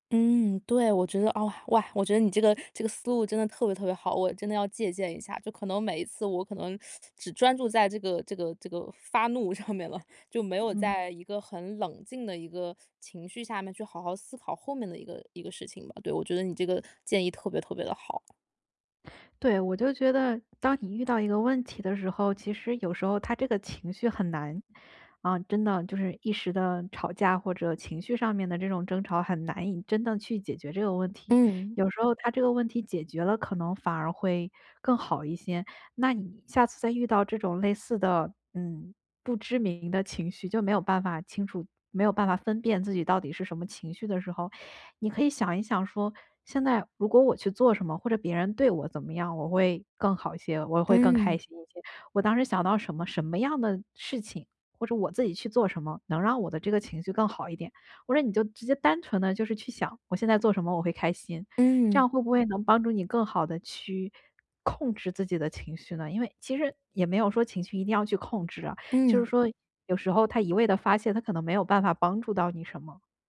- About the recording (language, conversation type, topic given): Chinese, advice, 我怎样才能更好地识别并命名自己的情绪？
- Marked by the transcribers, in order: teeth sucking; laughing while speaking: "上面了"; tapping; other background noise